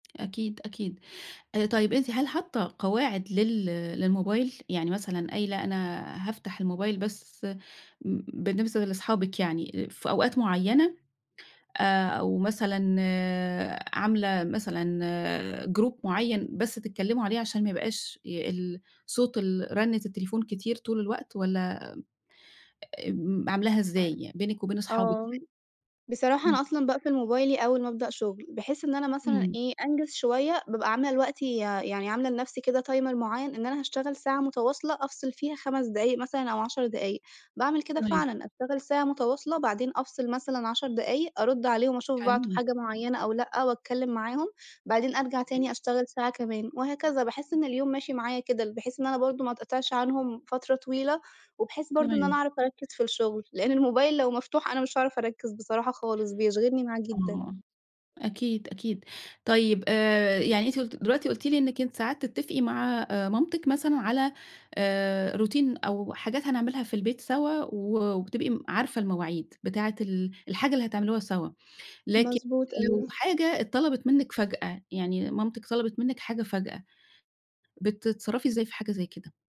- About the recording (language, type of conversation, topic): Arabic, podcast, إزاي بتحافظوا على وقت للعيلة وسط ضغط الشغل؟
- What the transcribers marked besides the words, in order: in English: "Group"; in English: "Timer"; in English: "Routine"